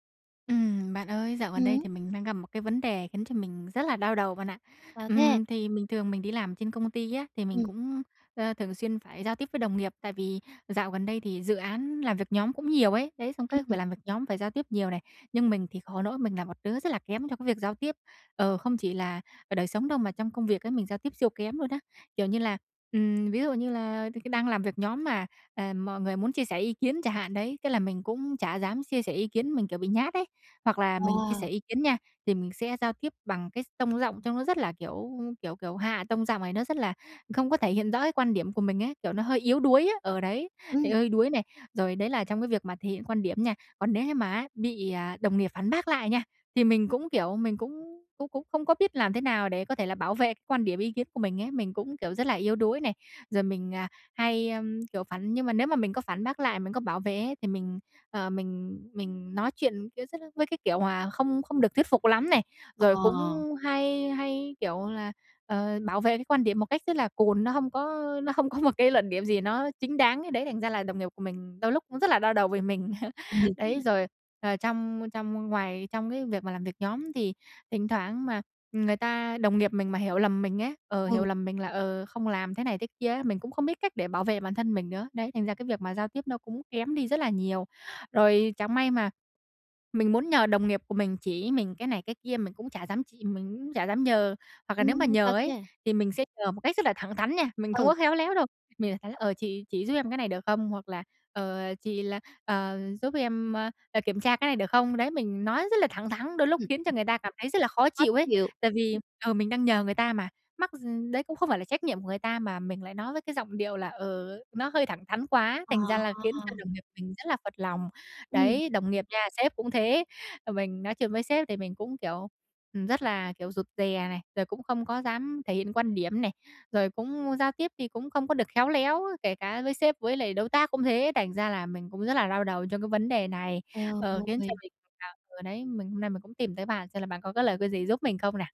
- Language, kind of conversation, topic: Vietnamese, advice, Làm thế nào để tôi giao tiếp chuyên nghiệp hơn với đồng nghiệp?
- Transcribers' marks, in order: tapping; "chia" said as "xia"; laughing while speaking: "có"; laugh; "cũng" said as "ữm"; "Mình" said as "mìa"; unintelligible speech